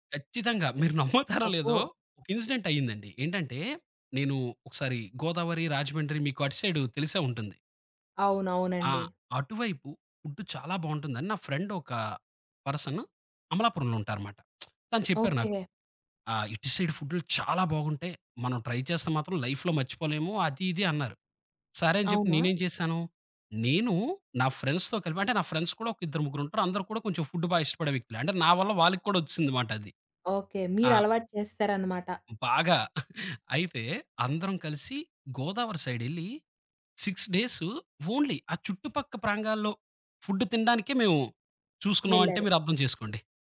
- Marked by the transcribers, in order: laughing while speaking: "మీరు నమ్ముతారో లేదో!"; in English: "ఇన్సిడెంట్"; in English: "పర్సన్"; lip smack; in English: "సైడ్"; tapping; in English: "ట్రై"; in English: "లైఫ్‌లో"; other background noise; in English: "ఫ్రెండ్స్‌తో"; in English: "ఫ్రెండ్స్"; in English: "ఫుడ్డు"; giggle; in English: "సిక్స్ డేస్ ఓన్లీ"
- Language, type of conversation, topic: Telugu, podcast, స్థానిక ఆహారం తింటూ మీరు తెలుసుకున్న ముఖ్యమైన పాఠం ఏమిటి?